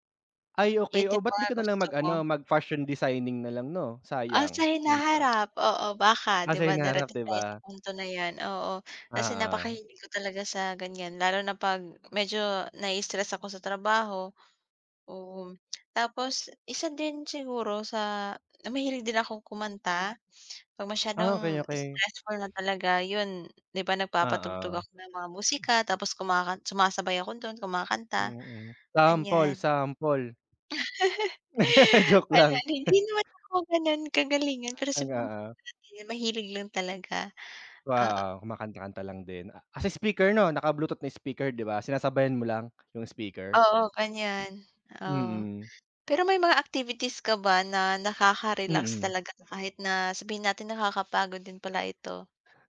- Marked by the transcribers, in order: other background noise; tapping; tongue click; chuckle; laugh; chuckle
- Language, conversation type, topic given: Filipino, unstructured, Paano ka nagpapahinga pagkatapos ng mahabang araw?